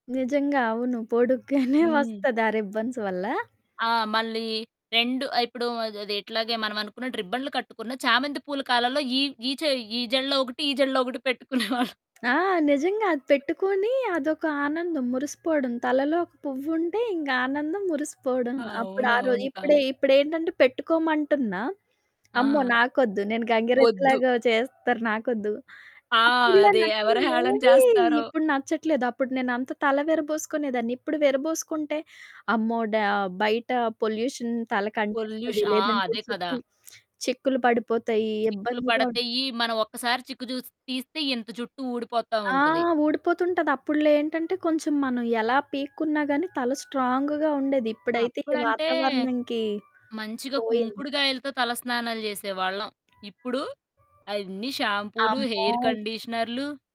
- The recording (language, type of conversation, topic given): Telugu, podcast, మీ చిన్నవయసులో మీ స్టైల్ ఎలా ఉండేది?
- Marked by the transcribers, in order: other background noise; giggle; in English: "రిబ్బన్స్"; giggle; in English: "పొల్యూషన్"; in English: "పొల్యూష్"; alarm; in English: "స్ట్రాంగ్‌గా"